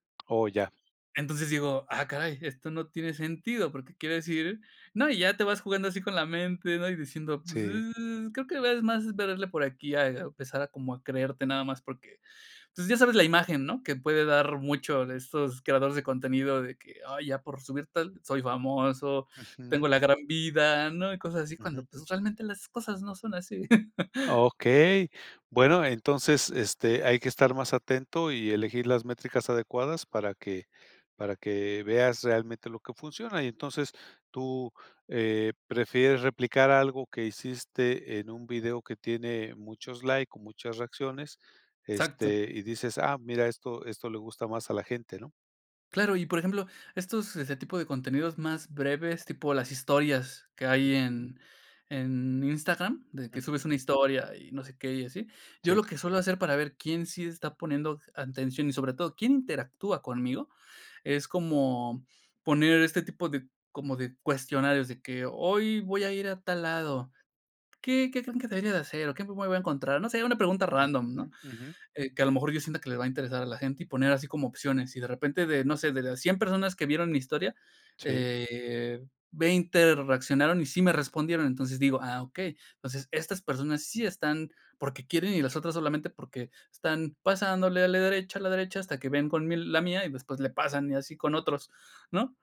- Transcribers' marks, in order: chuckle
- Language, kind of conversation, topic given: Spanish, podcast, ¿Qué señales buscas para saber si tu audiencia está conectando?